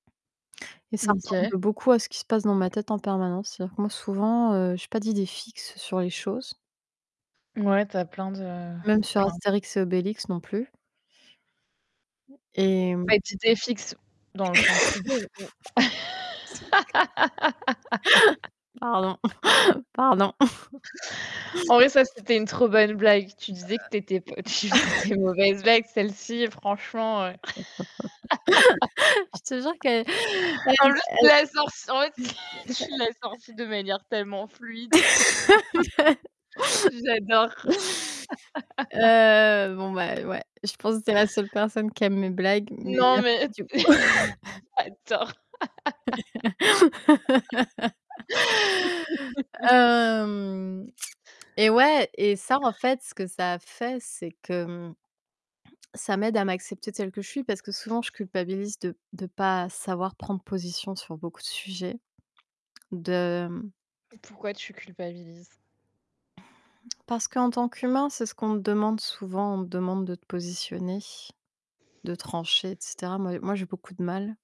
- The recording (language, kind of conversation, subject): French, unstructured, Quel livre ou quelle ressource vous inspire le plus dans votre développement personnel ?
- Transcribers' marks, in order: static; other background noise; distorted speech; tapping; laugh; laughing while speaking: "Pardon, pardon"; laugh; laugh; laugh; laughing while speaking: "Je te jure que, elle elle"; laugh; laughing while speaking: "en plus, tu l'as sortie … tellement fluide. J'adore"; unintelligible speech; laugh; laugh; chuckle; laugh; laughing while speaking: "j'adore"; laugh; chuckle